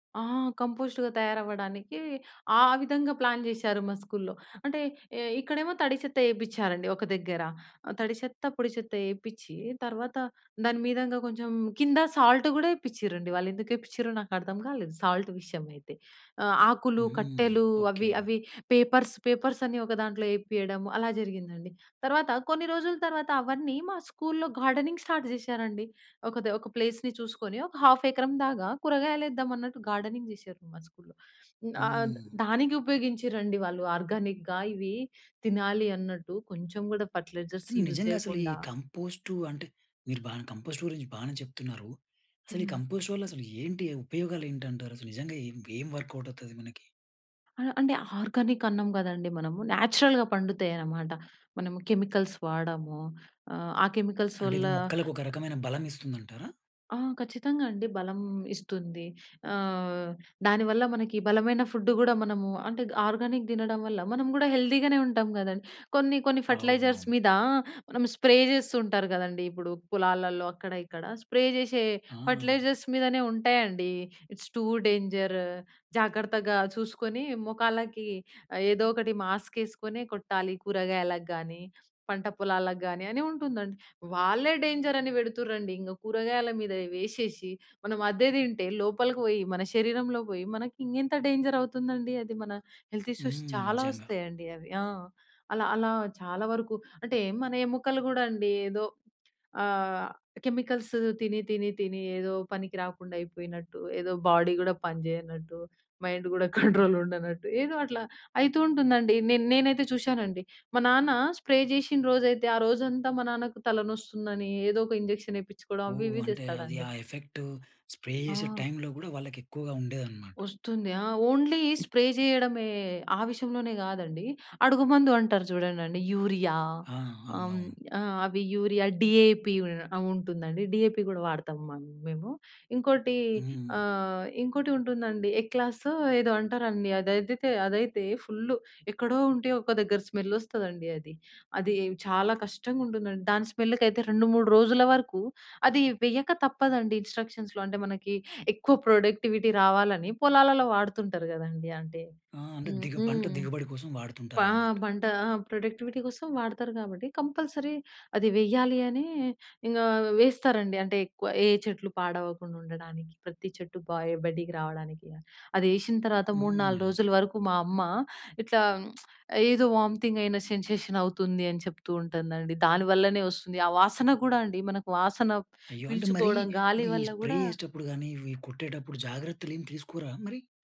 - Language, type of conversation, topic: Telugu, podcast, ఇంట్లో కంపోస్ట్ చేయడం ఎలా మొదలు పెట్టాలి?
- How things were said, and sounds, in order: in English: "కంపోస్ట్‌గా"; in English: "ప్లాన్"; in English: "స్కూల్‌లో"; in English: "సాల్ట్"; in English: "సాల్ట్"; in English: "పేపర్స్, పేపర్స్"; in English: "స్కూల్‌లో గార్డెనింగ్ స్టార్ట్"; in English: "ప్లేస్‌ని"; in English: "హాఫ్"; in English: "గార్డెనింగ్"; in English: "స్కూల్‌లో"; in English: "ఆర్గానిక్‌గా"; in English: "ఫెర్టిలైజర్స్ యూజ్"; tapping; in English: "కంపోస్ట్"; in English: "కంపోస్ట్"; in English: "వర్కౌట్"; in English: "న్యాచురల్‌గా"; in English: "కెమికల్స్"; in English: "కెమికల్స్"; in English: "ఫుడ్"; in English: "ఆర్గానిక్"; in English: "హెల్తీ"; in English: "ఫెర్టిలైజర్స్"; in English: "స్ప్రే"; in English: "స్ప్రే"; in English: "ఫెర్టిలైజర్స్"; in English: "ఇట్స్ టూ డేంజర్"; in English: "మాస్క్"; in English: "డేంజర్"; in English: "డేంజర్"; in English: "హెల్త్ ఇష్యూస్"; in English: "కెమికల్స్"; in English: "బాడీ"; in English: "మైండ్"; in English: "కంట్రోల్"; chuckle; in English: "స్ప్రే"; in English: "ఇంజెక్షన్"; in English: "ఎఫెక్ట్ స్ప్రే"; in English: "టైమ్‌లో"; in English: "ఓన్లీ స్ప్రే"; in English: "యూరియా"; in English: "యూరియా డీఏపీ"; in English: "డీఏపీ"; in English: "ఫుల్"; in English: "స్మెల్"; in English: "ఇన్‌స్ట్రక్షన్స్‌లో"; in English: "ప్రొడక్టివిటీ"; in English: "ప్రొడక్టివిటీ"; in English: "కంపల్‌సరీ"; lip smack; in English: "వాంతింగ్"; in English: "సెన్‌సేషన్"; in English: "స్ప్రే"